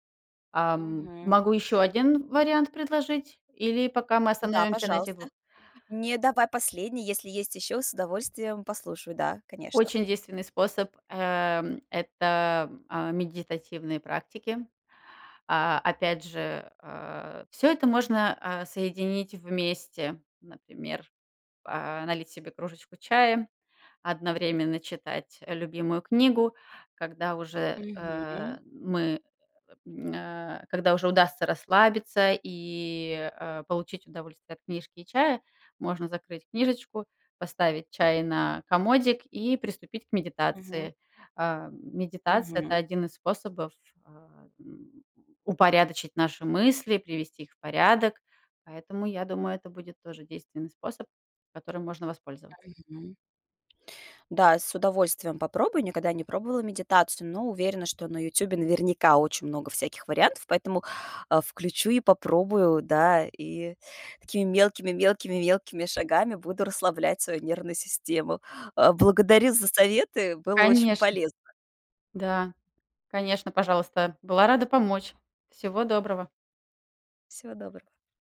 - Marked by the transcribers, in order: tapping
- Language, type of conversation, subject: Russian, advice, Мешают ли вам гаджеты и свет экрана по вечерам расслабиться и заснуть?